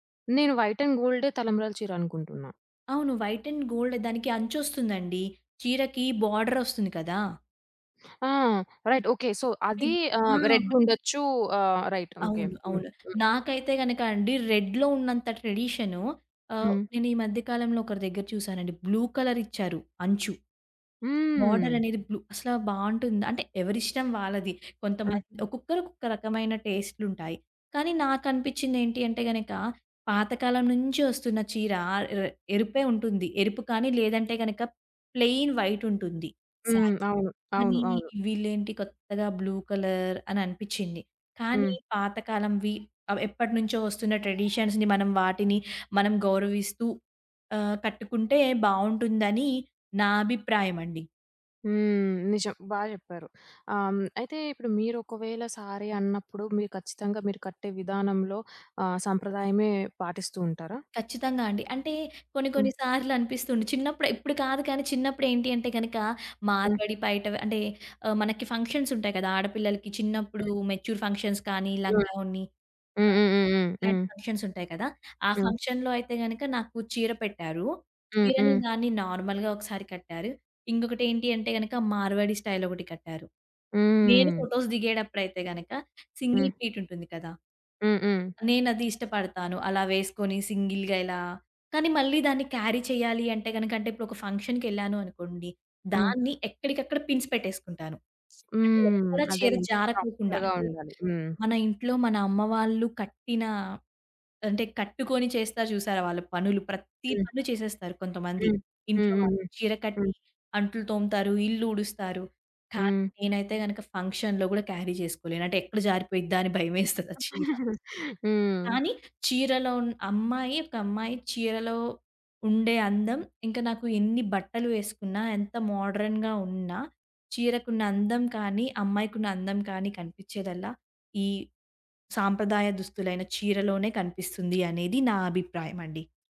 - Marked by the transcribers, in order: in English: "వైట్ అండ్"; in English: "వైట్ అండ్"; in English: "బార్డర్"; in English: "రైట్"; in English: "సో"; in English: "బిగ్"; in English: "రెడ్"; in English: "రైట్"; in English: "రెడ్‌లో"; other background noise; in English: "బ్లూ కలర్"; in English: "బ్లూ"; in English: "ప్లెయిన్ వైట్"; in English: "సారీ"; in English: "బ్లూ కలర్"; in English: "ట్రెడిషన్స్‌ని"; in English: "శారీ"; in English: "మెచ్యూర్ ఫంక్షన్స్"; in English: "ఫంక్షన్‌లో"; in English: "నార్మల్‌గా"; in English: "ఫోటోస్"; in English: "సింగిల్"; in English: "సింగిల్‌గా"; in English: "క్యారీ"; in English: "పిన్స్"; in English: "ప్రాపర్‌గా"; in English: "ఫంక్షన్‌లో"; in English: "క్యారీ"; giggle; in English: "మోడ్రన్‌గా"
- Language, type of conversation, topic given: Telugu, podcast, మీకు శారీ లేదా కుర్తా వంటి సాంప్రదాయ దుస్తులు వేసుకుంటే మీ మనసులో ఎలాంటి భావాలు కలుగుతాయి?